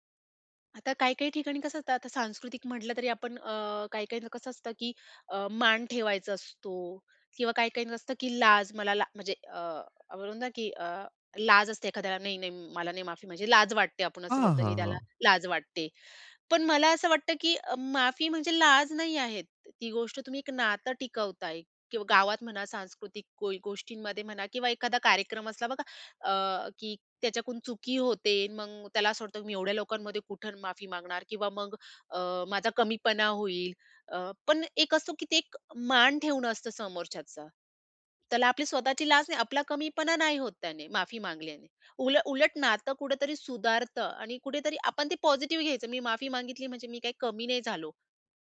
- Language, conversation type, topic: Marathi, podcast, माफीनंतरही काही गैरसमज कायम राहतात का?
- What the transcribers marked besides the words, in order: in Hindi: "कोई"